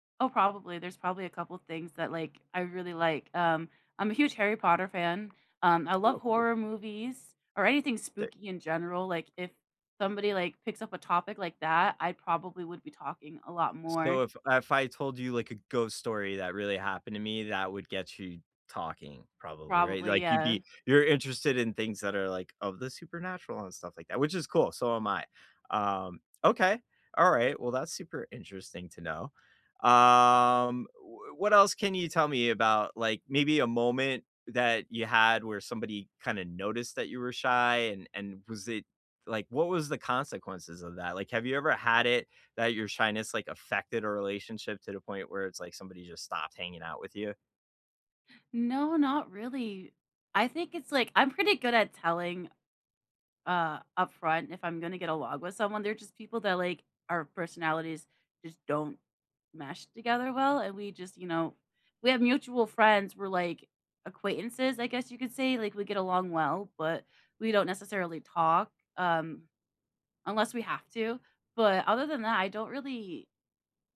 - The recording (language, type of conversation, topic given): English, unstructured, What subtle signals reveal who you are and invite connection?
- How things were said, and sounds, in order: tapping; drawn out: "Um"